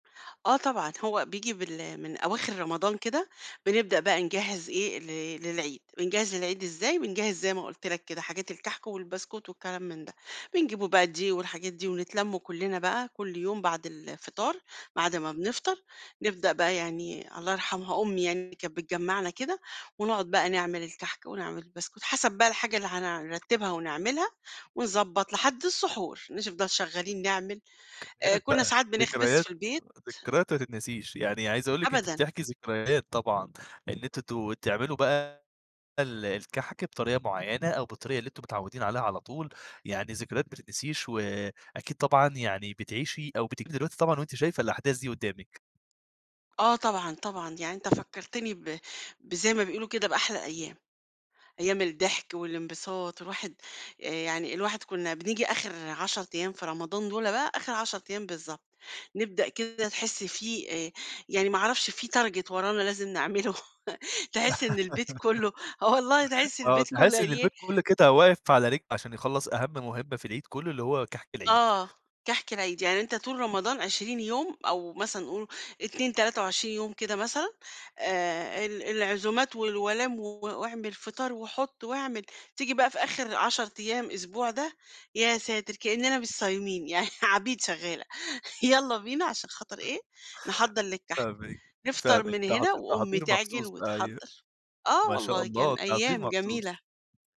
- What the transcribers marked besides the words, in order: tapping; other noise; other background noise; in English: "Target"; laughing while speaking: "نعمله"; laugh; laughing while speaking: "آه، والله تحِسّ البيت كُلّه قال إيه"; laughing while speaking: "يعني عبيد"; laughing while speaking: "يالّا بينا"; laughing while speaking: "فاهمِك"
- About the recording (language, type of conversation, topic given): Arabic, podcast, إيه الطبق اللي العيد عندكم ما بيكملش من غيره؟